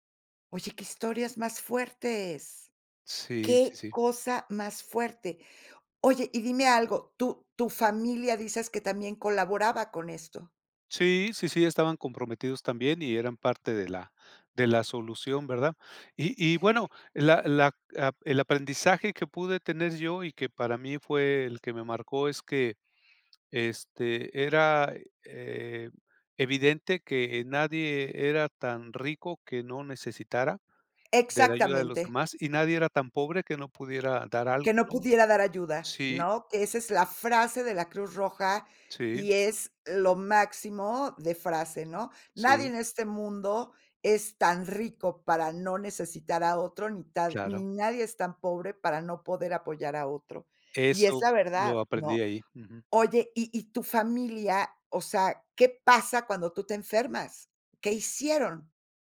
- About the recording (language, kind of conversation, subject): Spanish, podcast, ¿Cómo fue que un favor pequeño tuvo consecuencias enormes para ti?
- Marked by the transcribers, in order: other background noise